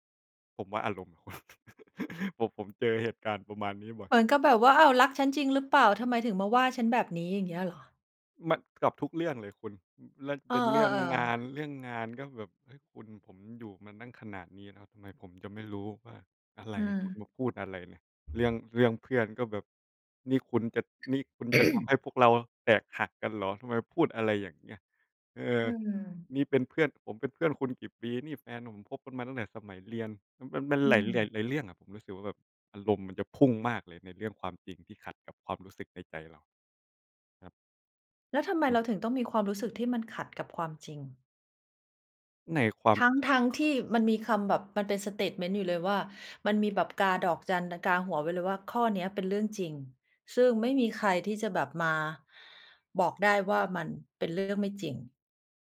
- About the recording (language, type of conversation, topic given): Thai, unstructured, คุณคิดว่าการพูดความจริงแม้จะทำร้ายคนอื่นสำคัญไหม?
- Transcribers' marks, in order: chuckle; tapping; throat clearing